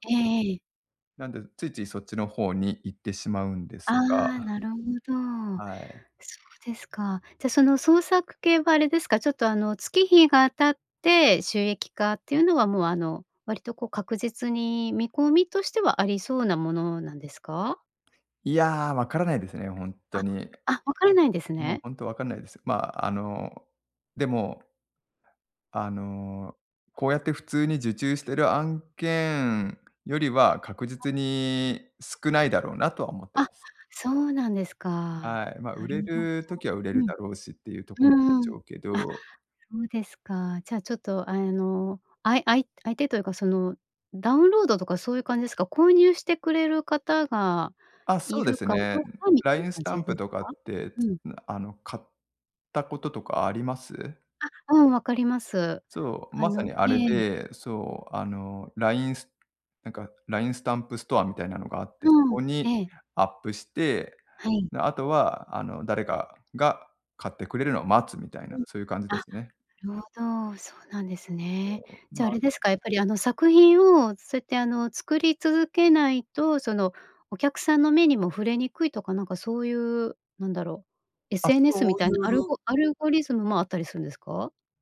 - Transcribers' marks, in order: other noise; in English: "アルゴリズム"
- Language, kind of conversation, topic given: Japanese, advice, 創作に使う時間を確保できずに悩んでいる